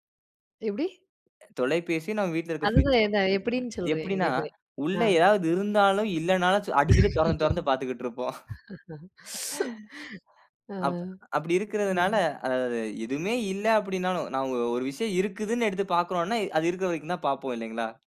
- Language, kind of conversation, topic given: Tamil, podcast, தொலைப்பேசியும் சமூக ஊடகங்களும் கவனத்தைச் சிதறடிக்கும் போது, அவற்றைப் பயன்படுத்தும் நேரத்தை நீங்கள் எப்படி கட்டுப்படுத்துவீர்கள்?
- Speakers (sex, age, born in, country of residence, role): female, 25-29, India, India, host; male, 20-24, India, India, guest
- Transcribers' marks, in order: laugh; laugh